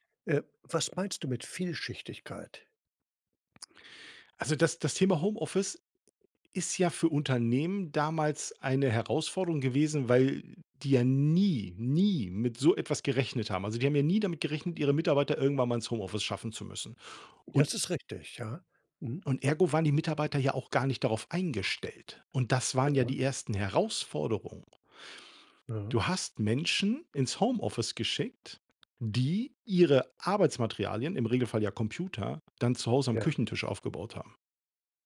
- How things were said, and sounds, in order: stressed: "nie, nie"
- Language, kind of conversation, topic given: German, podcast, Wie stehst du zu Homeoffice im Vergleich zum Büro?